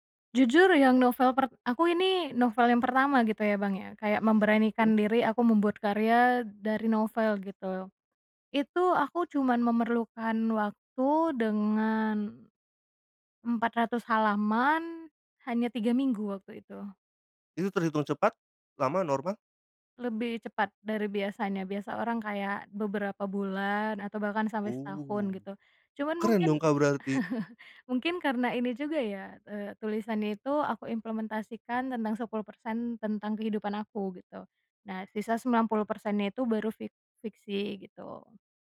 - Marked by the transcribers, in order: chuckle
- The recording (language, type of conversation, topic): Indonesian, podcast, Apa rasanya saat kamu menerima komentar pertama tentang karya kamu?